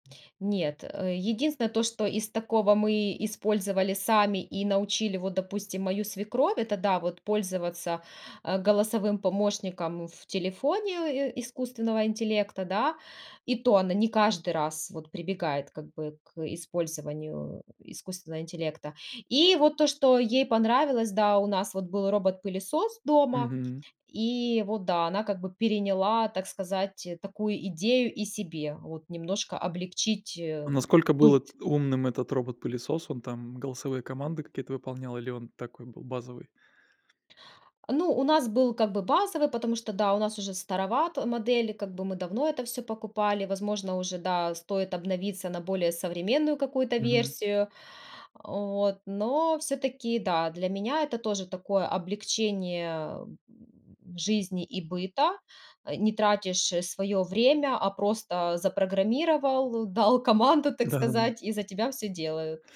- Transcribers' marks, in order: other background noise
- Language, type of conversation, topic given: Russian, podcast, Как вы относитесь к использованию ИИ в быту?